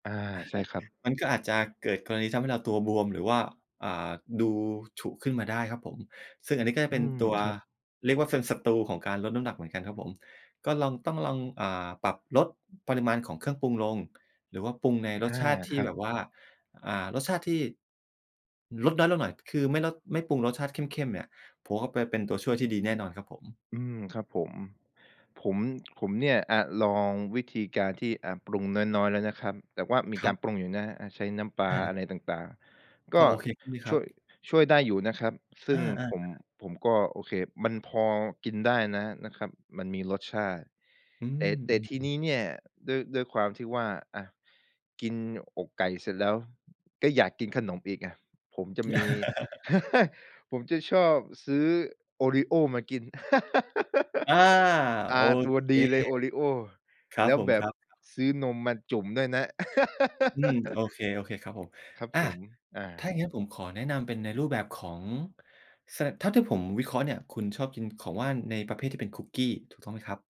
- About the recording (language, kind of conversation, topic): Thai, advice, จะทำอย่างไรดีถ้าอยากกินอาหารเพื่อสุขภาพแต่ยังชอบกินขนมระหว่างวัน?
- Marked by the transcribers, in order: other background noise; tapping; chuckle; chuckle; laugh; laugh